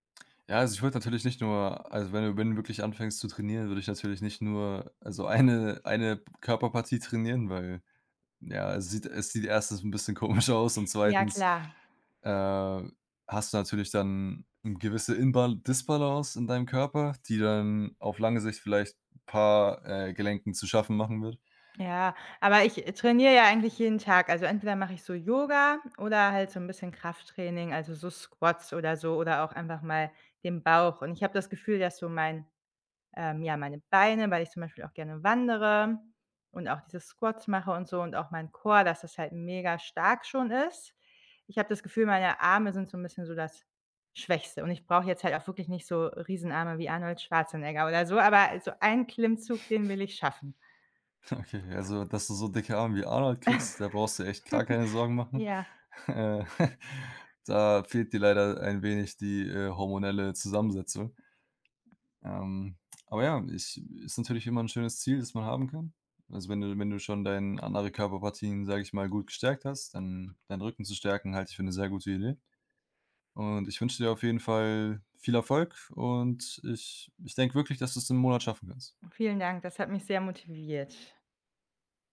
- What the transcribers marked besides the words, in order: laughing while speaking: "eine"; laughing while speaking: "komisch"; in English: "Squats"; in English: "Squats"; in English: "Core"; chuckle; laughing while speaking: "Okay"; laugh; laughing while speaking: "Äh"; giggle
- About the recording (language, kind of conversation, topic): German, advice, Wie kann ich passende Trainingsziele und einen Trainingsplan auswählen, wenn ich unsicher bin?